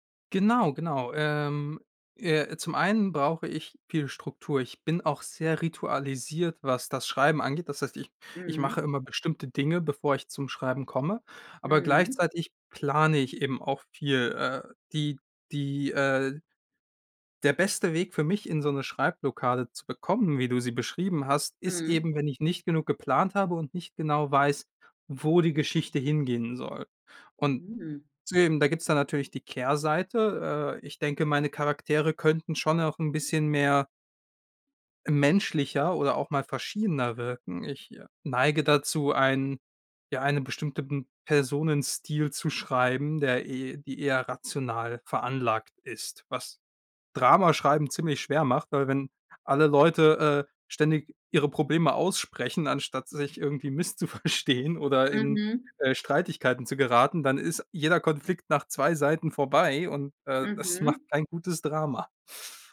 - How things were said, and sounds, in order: "bestimmten" said as "bestimmteten"; laughing while speaking: "misszuverstehen"
- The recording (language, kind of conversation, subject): German, podcast, Was macht eine fesselnde Geschichte aus?